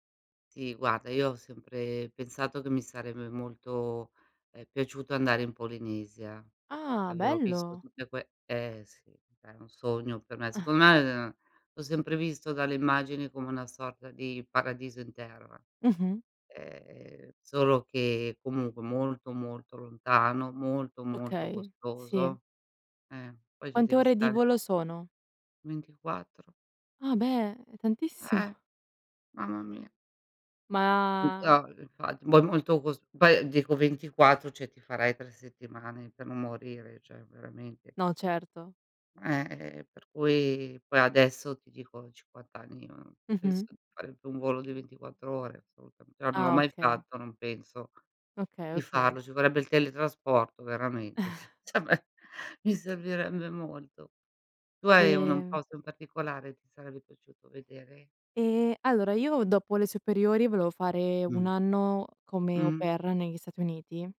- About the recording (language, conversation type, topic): Italian, unstructured, Qual è il viaggio che avresti voluto fare, ma che non hai mai potuto fare?
- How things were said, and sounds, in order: chuckle; sad: "Eh. Mamma mia"; unintelligible speech; "poi" said as "boi"; "cioè" said as "ceh"; "cioè" said as "ceh"; tapping; chuckle; laughing while speaking: "ceh beh"; "cioè" said as "ceh"; in French: "Au Pair"